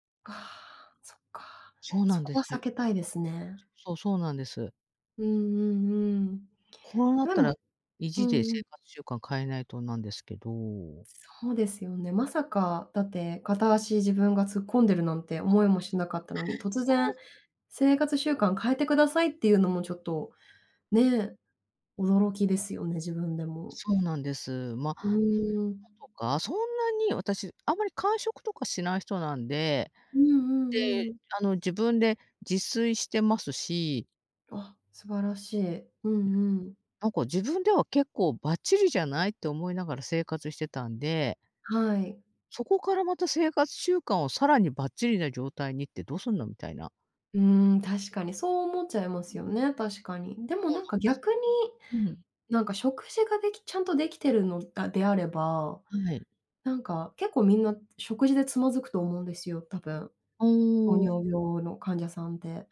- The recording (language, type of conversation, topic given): Japanese, advice, 健康診断で異常が出て生活習慣を変えなければならないとき、どうすればよいですか？
- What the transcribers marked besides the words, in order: laugh; other background noise; "そう" said as "ほう"